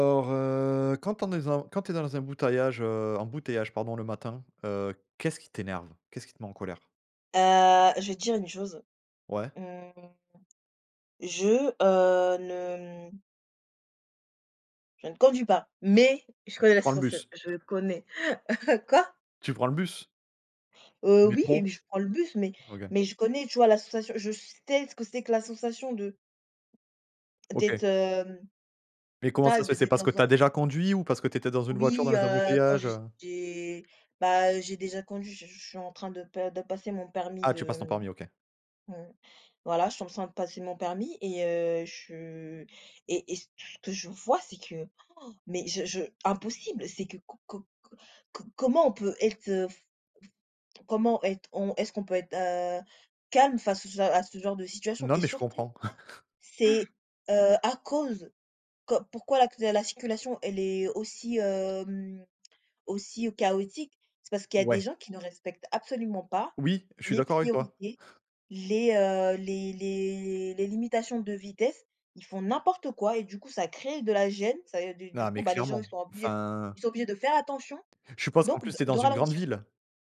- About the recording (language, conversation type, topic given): French, unstructured, Qu’est-ce qui vous met en colère dans les embouteillages du matin ?
- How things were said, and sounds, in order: drawn out: "mmh"; stressed: "mais"; tapping; chuckle; surprised: "oh"; laugh